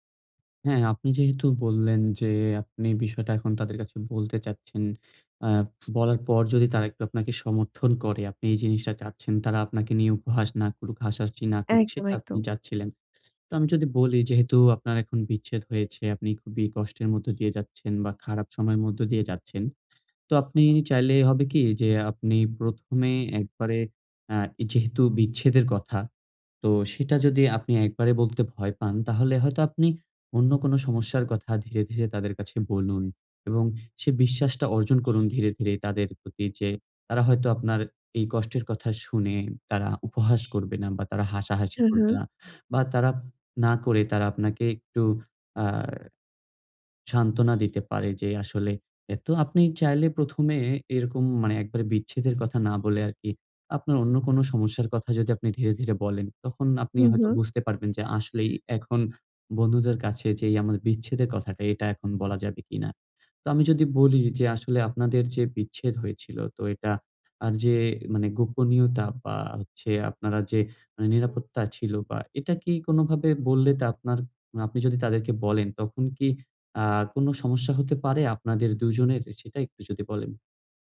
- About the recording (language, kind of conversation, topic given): Bengali, advice, বন্ধুদের কাছে বিচ্ছেদের কথা ব্যাখ্যা করতে লজ্জা লাগলে কীভাবে বলবেন?
- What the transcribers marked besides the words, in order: other noise; horn